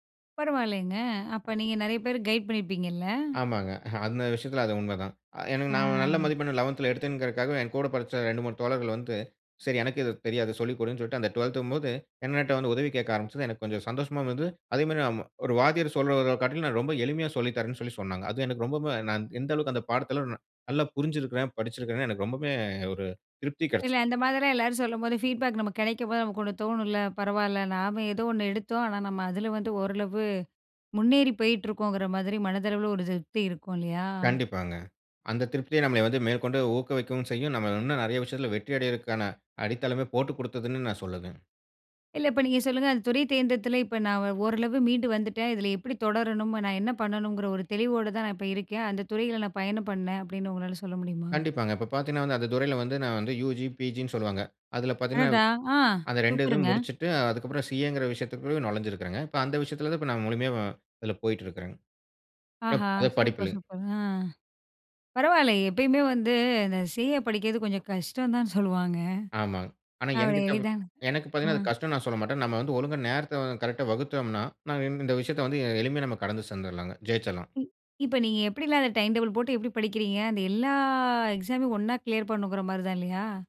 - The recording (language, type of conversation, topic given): Tamil, podcast, மாற்றத்தில் தோல்வி ஏற்பட்டால் நீங்கள் மீண்டும் எப்படித் தொடங்குகிறீர்கள்?
- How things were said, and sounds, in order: other noise; in English: "கைடு"; in English: "லெவன்த்துல"; in English: "டுவெல்த்"; in English: "ஃபீட்பேக்"; other background noise; in English: "யுஜி, பிஜின்னு"; surprised: "அடாடா. அ. சூப்பருங்க!"; surprised: "ஆஹா! சூப்பர், சூப்பர். அ. பரவால்ல!"; in English: "டைம் டேபிள்"; drawn out: "எல்லா"; in English: "கிளியர்"